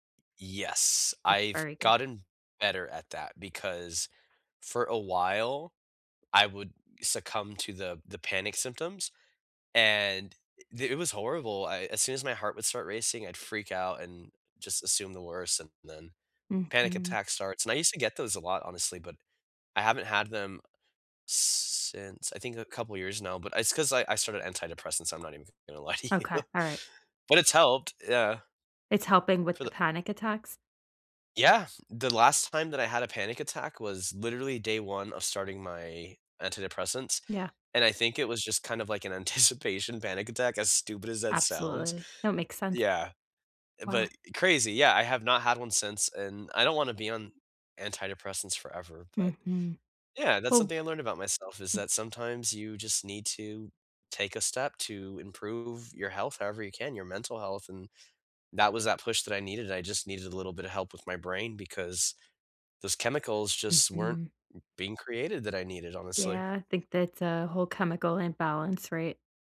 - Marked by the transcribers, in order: other background noise; laughing while speaking: "lie to you"; laughing while speaking: "anticipation"
- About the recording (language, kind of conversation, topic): English, unstructured, How can I act on something I recently learned about myself?